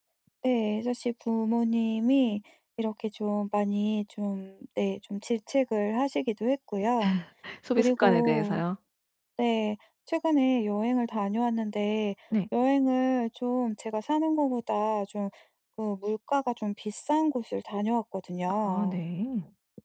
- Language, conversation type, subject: Korean, advice, 불필요한 소비를 줄이려면 어떤 습관을 바꿔야 할까요?
- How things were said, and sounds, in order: other background noise; laugh